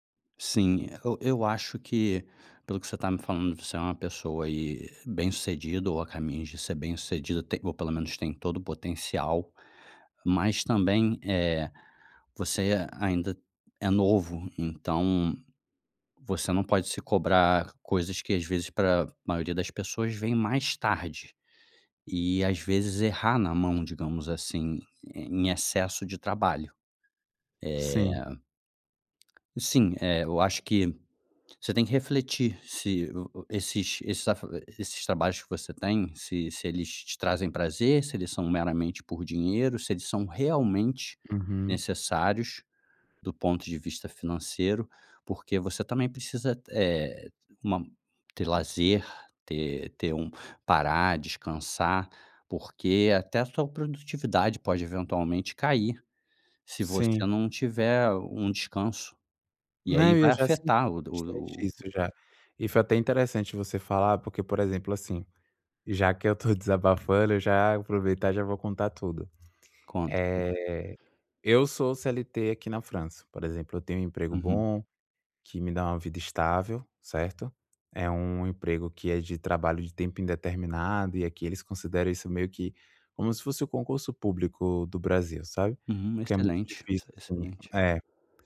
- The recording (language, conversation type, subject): Portuguese, advice, Como você lida com a culpa de achar que não é bom o suficiente?
- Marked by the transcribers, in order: none